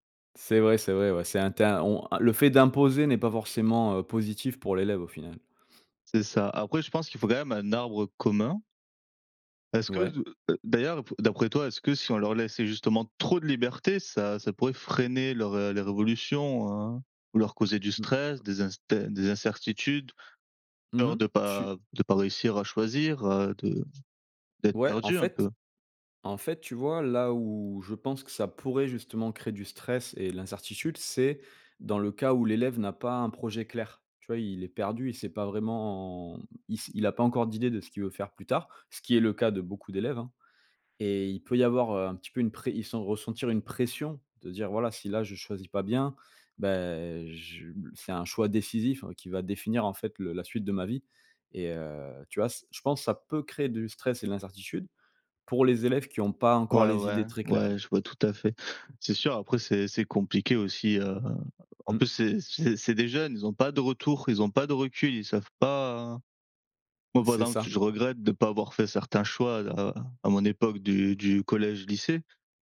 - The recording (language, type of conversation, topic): French, unstructured, Faut-il donner plus de liberté aux élèves dans leurs choix d’études ?
- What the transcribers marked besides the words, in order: stressed: "trop"; stressed: "freiner"